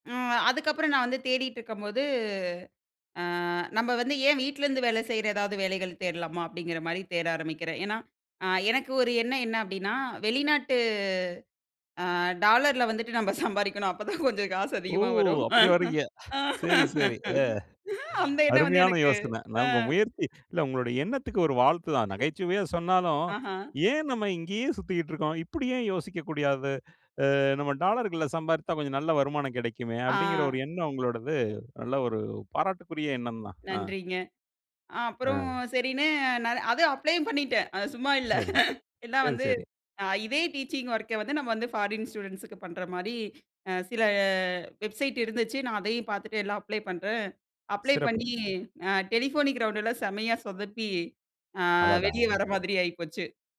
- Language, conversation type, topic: Tamil, podcast, பிறரின் வேலைகளை ஒப்பிட்டுப் பார்த்தால் மனம் கலங்கும்போது நீங்கள் என்ன செய்கிறீர்கள்?
- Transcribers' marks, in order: laughing while speaking: "வந்துட்டு நம்ம சம்பாரிக்கணும். அப்போதான் கொஞ்சம் … வந்து எனக்கு அ"; laughing while speaking: "அப்டி வரீங்க. சரி, சரி. அ … ஒரு வாழ்த்து தான்"; laugh; chuckle; "யோசிக்கக்கூடாது" said as "யோசிக்கக்கூடியாது"; in English: "அப்ளயும்"; in English: "டீச்சிங் ஒர்க்க"; in English: "ஃபாரின் ஸ்டூடெண்ட்ஸுக்கு"; in English: "வெப்சைட்"; in English: "அப்ளை"; in English: "அப்ளை"; in English: "டெலிபோனிக் ரவுண்டுல"